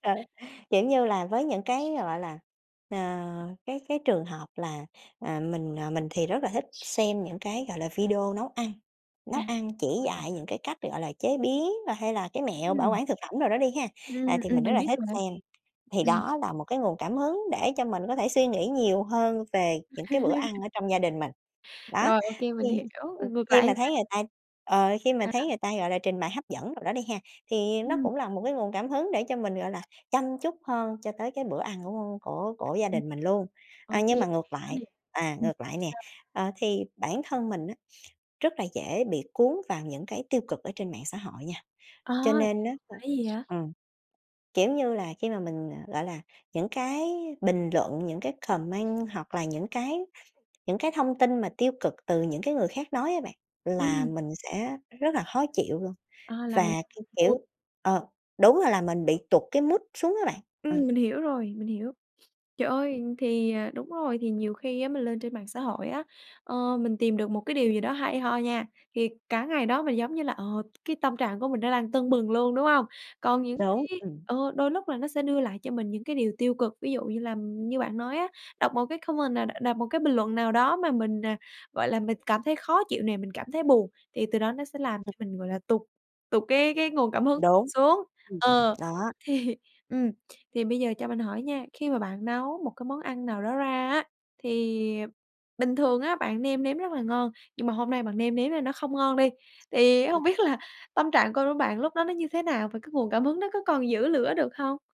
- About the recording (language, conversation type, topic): Vietnamese, podcast, Thói quen hằng ngày nào giúp bạn luôn giữ được nguồn cảm hứng?
- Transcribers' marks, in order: other background noise; tapping; chuckle; "còn" said as "ừn"; other noise; in English: "comment"; in English: "mood"; in English: "comment"; laughing while speaking: "thì"; laughing while speaking: "biết là"